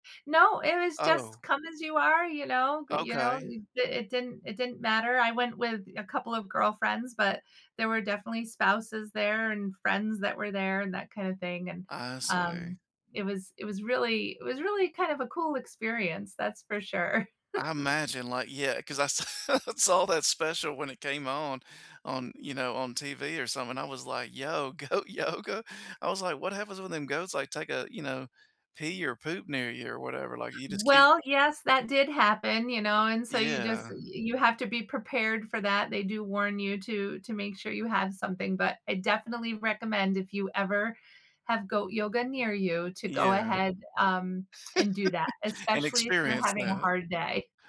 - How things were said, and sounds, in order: chuckle; laughing while speaking: "sa saw"; laughing while speaking: "goat"; other background noise; lip smack; laugh
- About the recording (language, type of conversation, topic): English, unstructured, How can pets help during stressful times?